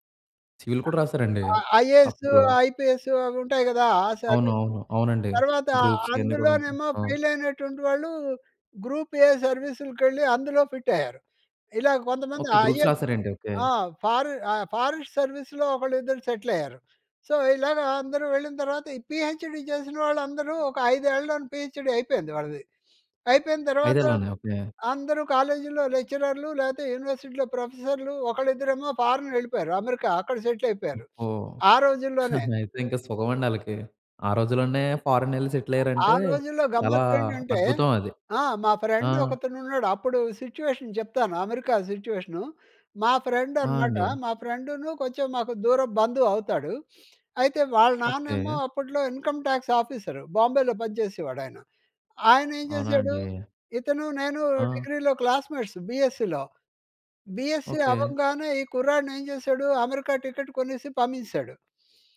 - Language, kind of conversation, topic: Telugu, podcast, విఫలమైన ప్రయత్నం మిమ్మల్ని ఎలా మరింత బలంగా మార్చింది?
- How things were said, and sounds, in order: in English: "సివిల్"; in English: "ఐఏఎస్, ఐపీఎస్"; in English: "సర్వీస్"; in English: "ఫెయిల్"; in English: "గ్రూప్స్"; in English: "గ్రూప్ ఏ"; in English: "ఫిట్"; in English: "ఐఏఎస్"; in English: "ఫారెస్ట్ సర్వీస్‌లో"; in English: "గ్రూప్స్"; in English: "సెటిల్"; in English: "సో"; in English: "పీహెచ్‌డి"; in English: "పీహెచ్‌డి"; sniff; in English: "కాలేజ్‌లో"; in English: "యూనివర్సిటీలో"; in English: "ఫారిన్"; in English: "సెటిల్"; chuckle; other background noise; in English: "ఫారిన్"; in English: "సెటిల్"; in English: "ఫ్రెండ్"; in English: "సిట్యుయేషన్"; in English: "సిట్యుయేషన్"; in English: "ఫ్రెండ్"; in English: "ఫ్రెండ్‌ను"; sniff; in English: "ఇన్కమ్ టాక్స్ ఆఫీసర్"; in English: "క్లాస్మేట్స్ బీఎస్సీలో. బీఎస్సీ"